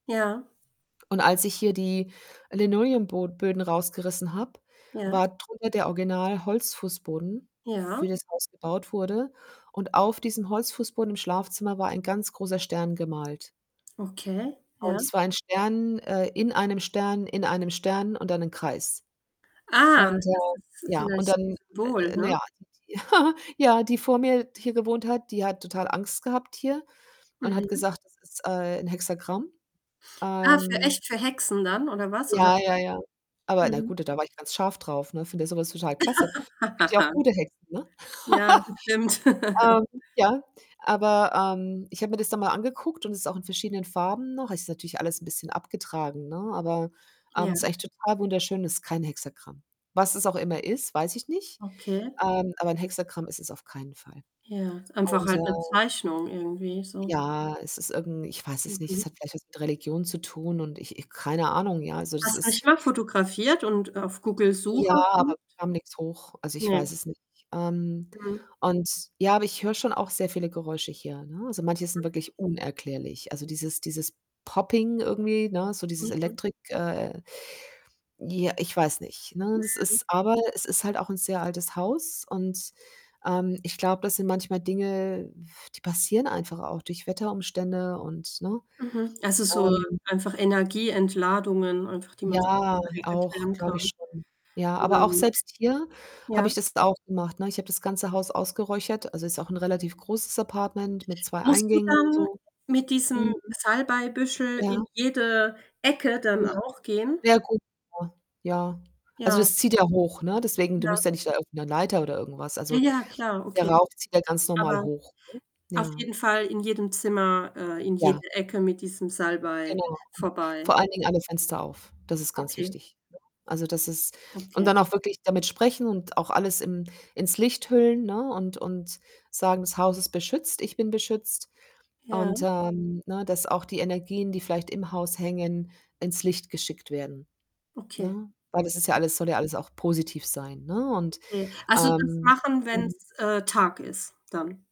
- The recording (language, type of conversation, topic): German, unstructured, Welche unerklärlichen Geräusche hast du nachts schon einmal gehört?
- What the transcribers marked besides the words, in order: static; distorted speech; giggle; other background noise; laugh; laugh; chuckle; in English: "Popping"; other noise; unintelligible speech